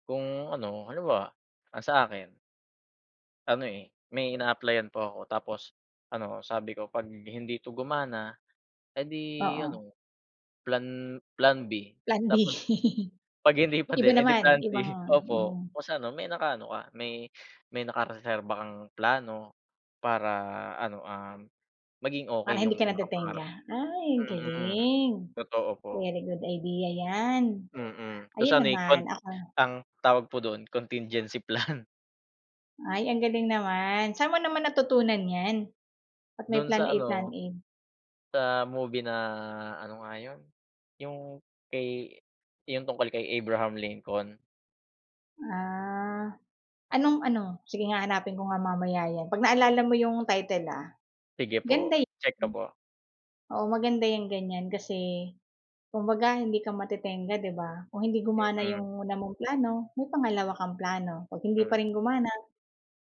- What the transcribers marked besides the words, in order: laughing while speaking: "'Pag hindi pa din eh 'di plan B"; chuckle; laughing while speaking: "plan"; tapping
- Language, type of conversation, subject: Filipino, unstructured, Ano ang pinakamahalagang hakbang para makamit ang iyong mga pangarap?